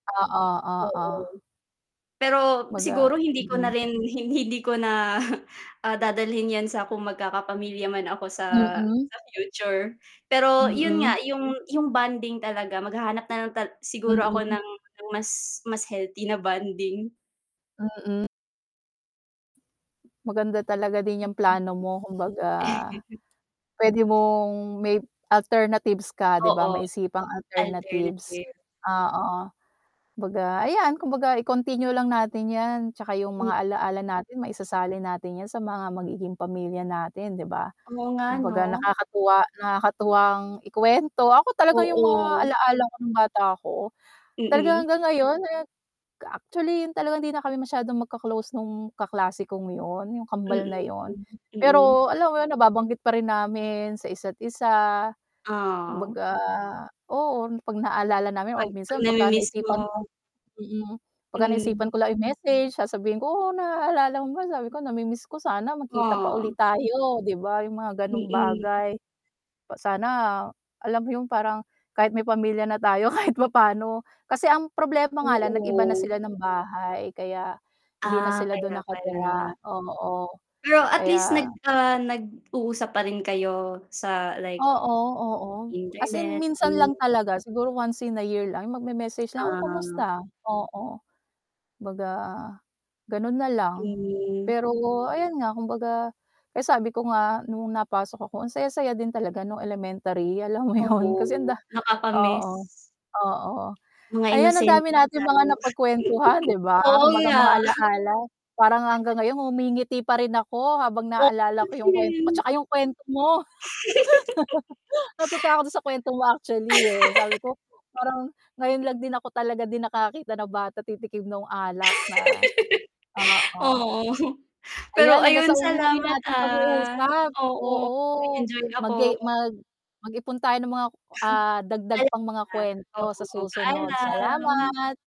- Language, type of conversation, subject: Filipino, unstructured, Ano ang pinakaunang alaala mo noong bata ka pa?
- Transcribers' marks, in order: distorted speech; static; chuckle; unintelligible speech; chuckle; tapping; mechanical hum; other background noise; laughing while speaking: "kahit"; laughing while speaking: "mo yun"; chuckle; giggle; laugh; giggle; laugh; chuckle; drawn out: "ah"